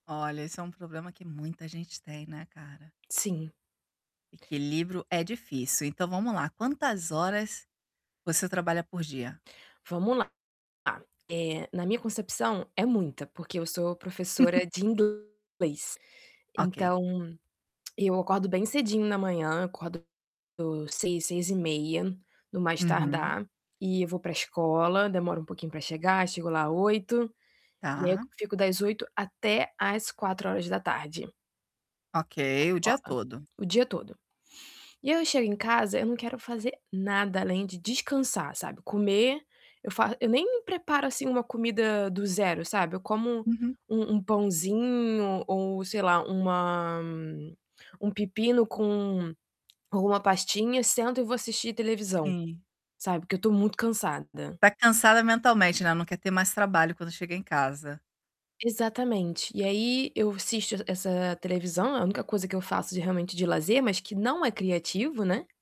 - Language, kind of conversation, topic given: Portuguese, advice, Como posso equilibrar meu trabalho com o tempo dedicado a hobbies criativos?
- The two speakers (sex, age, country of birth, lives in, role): female, 25-29, Brazil, France, user; female, 40-44, Brazil, Italy, advisor
- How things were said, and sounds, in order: other background noise; chuckle; distorted speech; tongue click